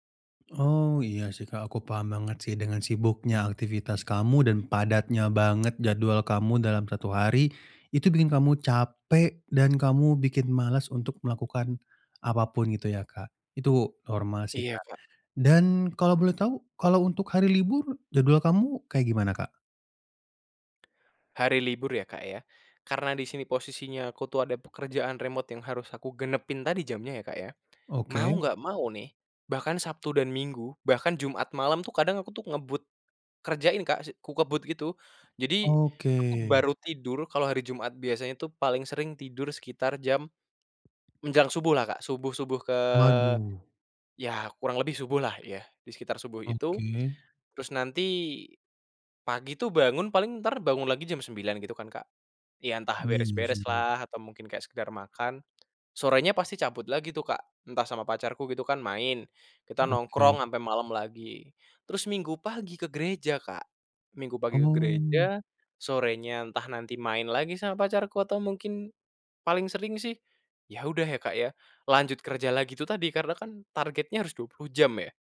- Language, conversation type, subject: Indonesian, advice, Bagaimana saya bisa tetap menekuni hobi setiap minggu meskipun waktu luang terasa terbatas?
- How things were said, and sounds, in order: in English: "remote"